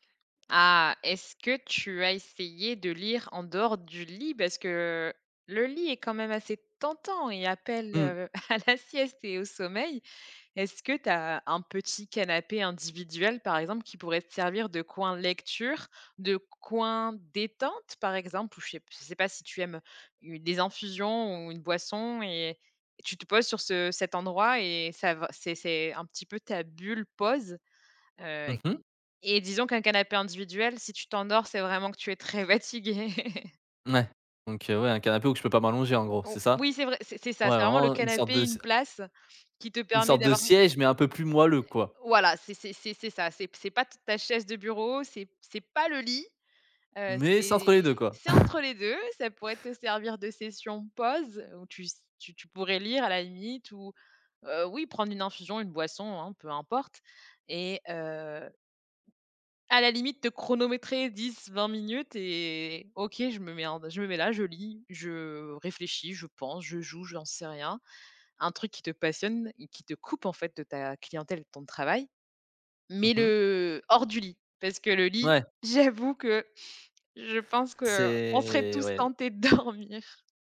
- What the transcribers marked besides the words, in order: laughing while speaking: "à la"; laughing while speaking: "fatigué"; laugh; chuckle; drawn out: "C'est"; laughing while speaking: "dormir"
- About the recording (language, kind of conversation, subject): French, advice, Comment puis-je rester concentré pendant de longues sessions, même sans distractions ?